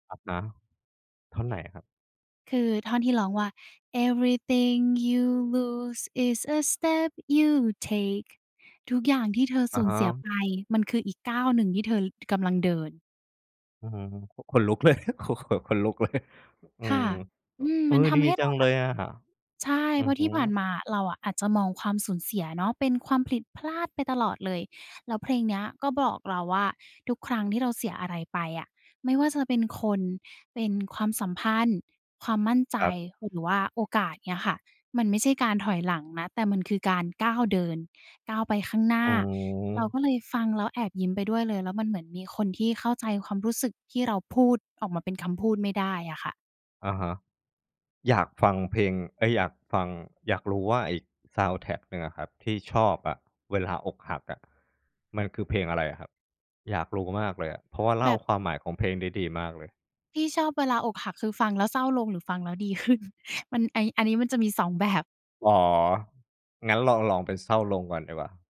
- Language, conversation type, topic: Thai, podcast, เพลงไหนที่เป็นเพลงประกอบชีวิตของคุณในตอนนี้?
- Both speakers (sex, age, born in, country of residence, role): female, 20-24, Thailand, Thailand, guest; male, 35-39, Thailand, Thailand, host
- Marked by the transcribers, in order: singing: "Everything you lose is a step you take"; in English: "Everything you lose is a step you take"; chuckle; laughing while speaking: "โอ้โฮ"; laughing while speaking: "เลย"; "ผิด" said as "ผลิด"; laughing while speaking: "ดีขึ้น"